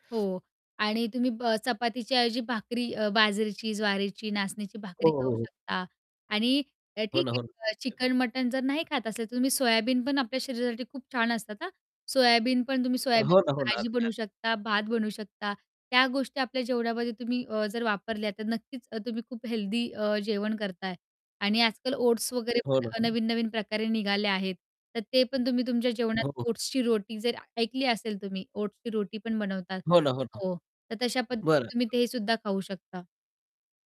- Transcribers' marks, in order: distorted speech; unintelligible speech; static
- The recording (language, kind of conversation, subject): Marathi, podcast, घरच्या जेवणाचे पोषणमूल्य संतुलित कसे ठेवता?